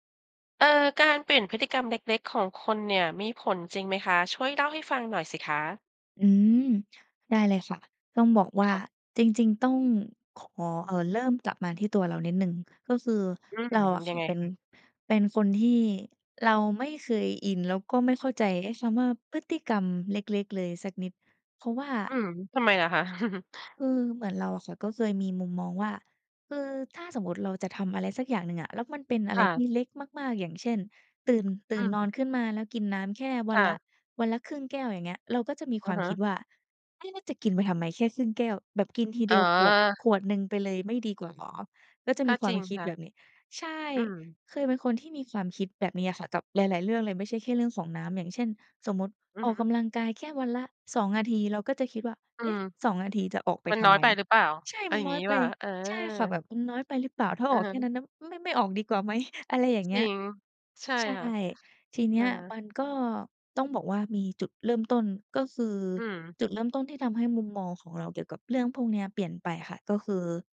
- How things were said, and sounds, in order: chuckle
- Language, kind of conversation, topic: Thai, podcast, การเปลี่ยนพฤติกรรมเล็กๆ ของคนมีผลจริงไหม?